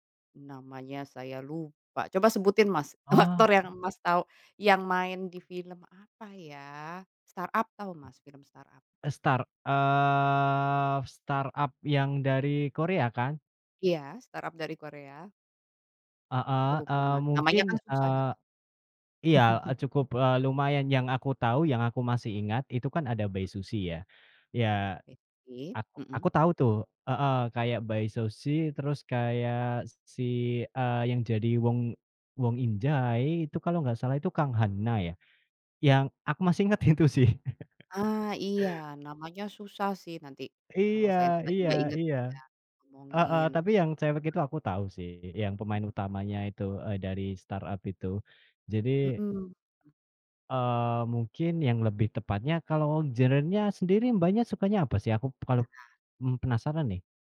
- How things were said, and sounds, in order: laughing while speaking: "aktor"; other background noise; drawn out: "eee"; laugh; other noise; laughing while speaking: "itu sih"; tapping
- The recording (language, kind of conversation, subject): Indonesian, unstructured, Apa film favorit yang pernah kamu tonton, dan kenapa?
- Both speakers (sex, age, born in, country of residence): female, 18-19, Indonesia, Indonesia; female, 35-39, Indonesia, Germany